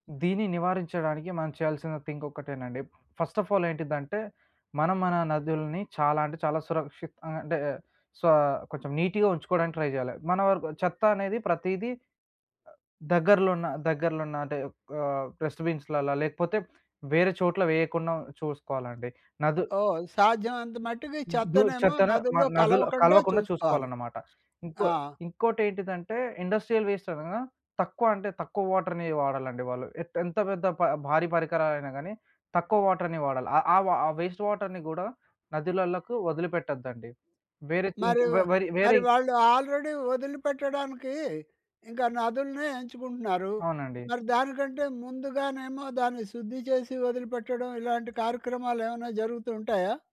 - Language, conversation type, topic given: Telugu, podcast, నదుల పరిరక్షణలో ప్రజల పాత్రపై మీ అభిప్రాయం ఏమిటి?
- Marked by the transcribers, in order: in English: "థింక్"; in English: "ఫస్ట్ ఆఫ్ ఆల్"; in English: "సో"; in English: "నీట్‌గా"; in English: "ట్రై"; in English: "డస్ట్‌బిన్స్‌ల్లలా"; other background noise; in English: "ఇండస్ట్రియల్ వేస్ట్"; in English: "వాటర్‍ని"; in English: "వాటర్‍ని"; in English: "వేస్ట్ వాటర్‍ని"; in English: "ఆల్రెడీ"